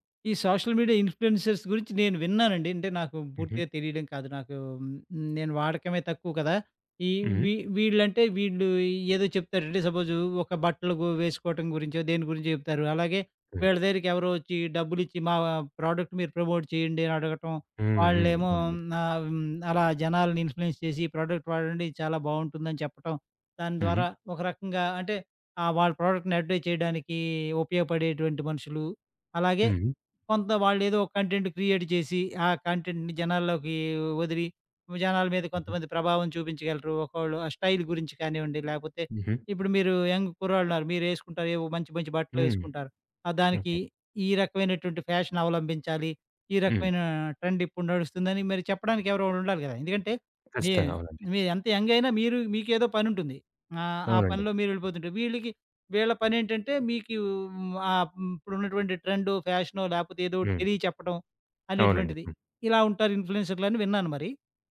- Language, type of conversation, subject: Telugu, podcast, సామాజిక మాధ్యమాలు మీ మనస్తత్వంపై ఎలా ప్రభావం చూపాయి?
- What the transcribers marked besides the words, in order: in English: "సోషల్ మీడియా ఇన్‌ఫ్లు‌యెన్సర్స్"; tapping; in English: "ప్రొడక్ట్"; in English: "ప్రమోట్"; in English: "ఇన్‌ఫ్లుయెన్స్"; in English: "ప్రోడక్ట్"; in English: "ప్రోడక్ట్‌ని అడ్వటైజ్"; in English: "కంటెంట్ క్రియేట్"; in English: "కంటెంట్‌ని"; other background noise; in English: "స్టైల్"; in English: "యంగ్"; in English: "ఫ్యాషన్"; in English: "ట్రెండ్"; in English: "యంగ్"